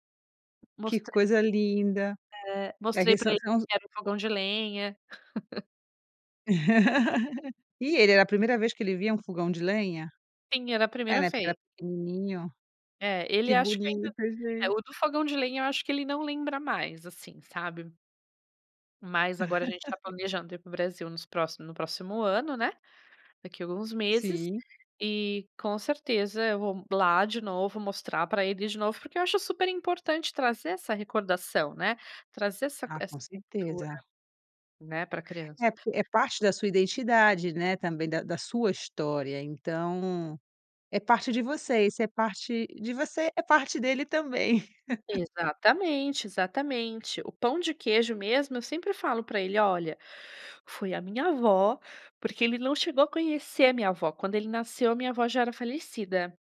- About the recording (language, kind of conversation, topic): Portuguese, podcast, Que comida faz você se sentir em casa só de pensar nela?
- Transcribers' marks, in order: laugh; tapping; laugh; laugh